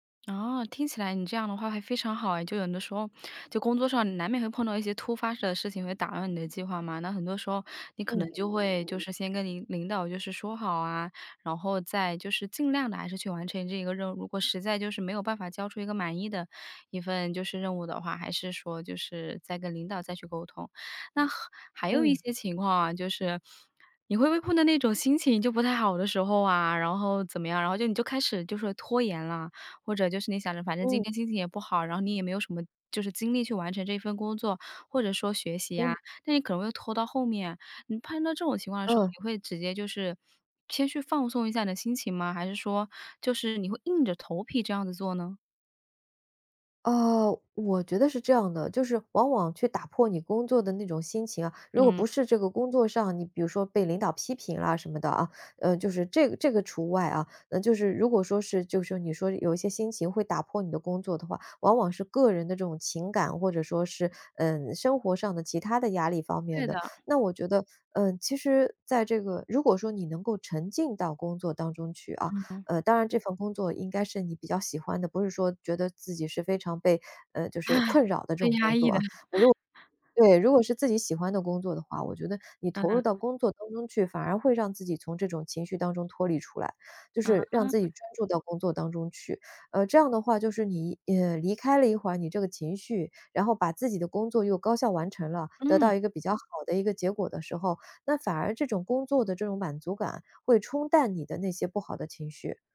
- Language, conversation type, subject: Chinese, podcast, 你会怎样克服拖延并按计划学习？
- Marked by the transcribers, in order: other background noise; laugh